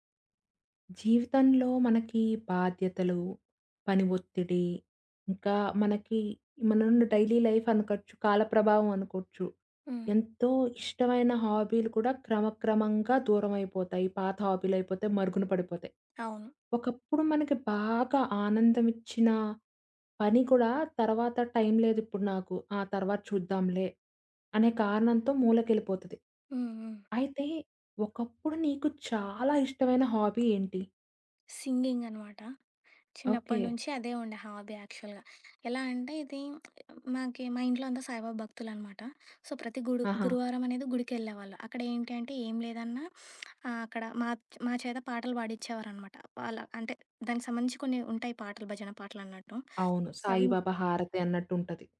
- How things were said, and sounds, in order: in English: "డైలీ లైఫ్"; tapping; in English: "హాబీ"; in English: "సింగింగ్"; in English: "హాబీ యాక్చువల్‌గ"; lip smack; other background noise; in English: "సో"; lip smack
- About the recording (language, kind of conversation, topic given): Telugu, podcast, పాత హాబీతో మళ్లీ మమేకమయ్యేటప్పుడు సాధారణంగా ఎదురయ్యే సవాళ్లు ఏమిటి?